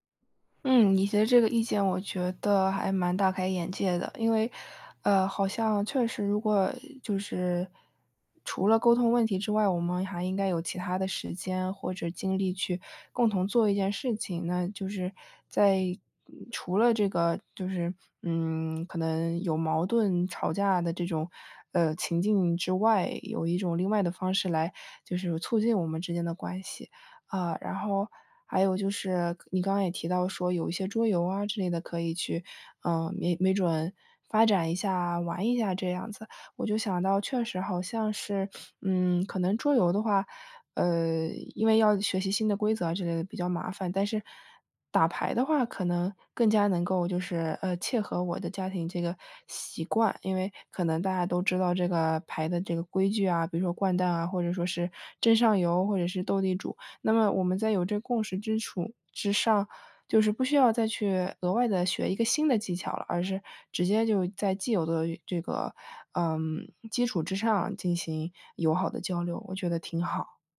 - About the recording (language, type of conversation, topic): Chinese, advice, 我们怎样改善家庭的沟通习惯？
- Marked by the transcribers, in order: other noise; "基" said as "之"